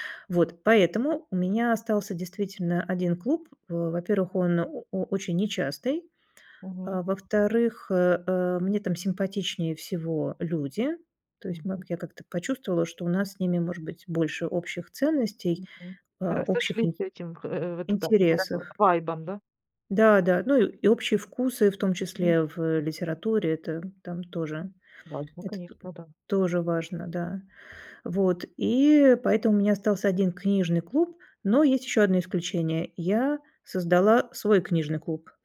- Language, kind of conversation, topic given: Russian, podcast, Как понять, что ты наконец нашёл своё сообщество?
- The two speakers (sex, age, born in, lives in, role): female, 40-44, Ukraine, Mexico, host; female, 45-49, Russia, Germany, guest
- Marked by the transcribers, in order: none